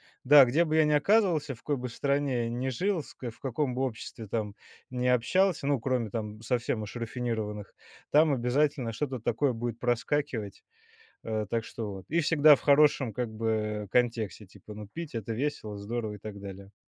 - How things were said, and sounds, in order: none
- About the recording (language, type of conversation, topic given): Russian, podcast, Почему старые песни возвращаются в моду спустя годы?